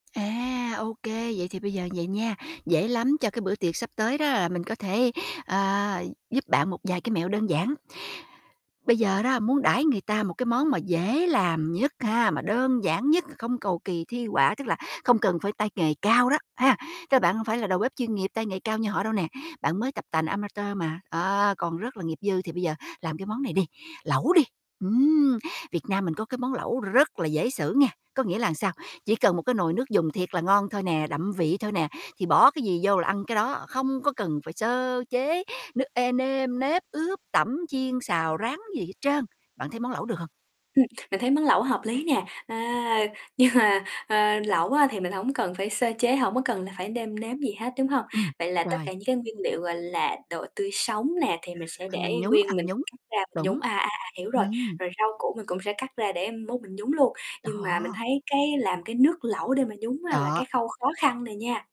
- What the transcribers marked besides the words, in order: tapping; in English: "amateur"; laughing while speaking: "nhưng"; other background noise; distorted speech
- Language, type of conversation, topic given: Vietnamese, advice, Làm sao để tự tin và cảm thấy thoải mái hơn khi nấu ăn?